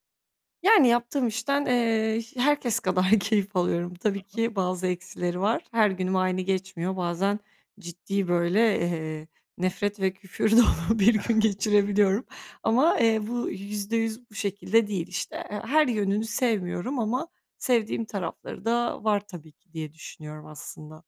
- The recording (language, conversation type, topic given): Turkish, advice, Duygularımı bastırıp sonrasında aniden duygusal bir çöküş yaşamamın nedeni ne olabilir?
- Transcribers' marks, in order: tapping; other background noise; laughing while speaking: "kadar"; static; laughing while speaking: "küfür dolu"